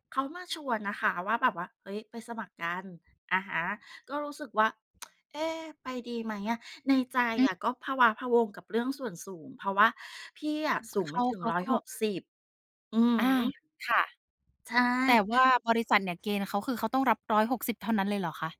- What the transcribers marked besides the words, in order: tsk; "วัง" said as "วง"; other background noise
- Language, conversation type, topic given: Thai, podcast, คุณเคยตัดสินใจทำอะไรเพราะกลัวว่าคนอื่นจะคิดอย่างไรไหม?